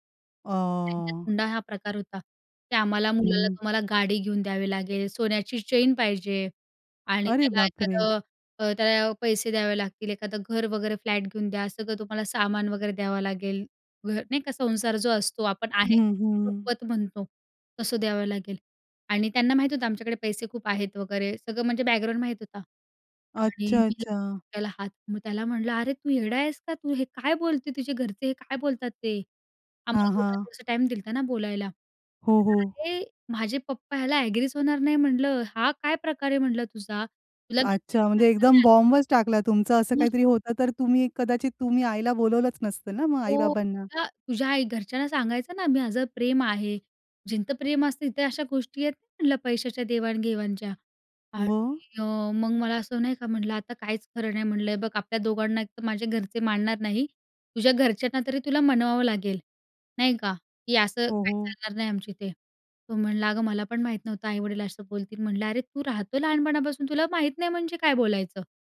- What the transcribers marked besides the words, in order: unintelligible speech; unintelligible speech; in English: "एग्रीच"; unintelligible speech
- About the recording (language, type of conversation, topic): Marathi, podcast, लग्नाबद्दल कुटुंबाच्या अपेक्षा तुला कशा वाटतात?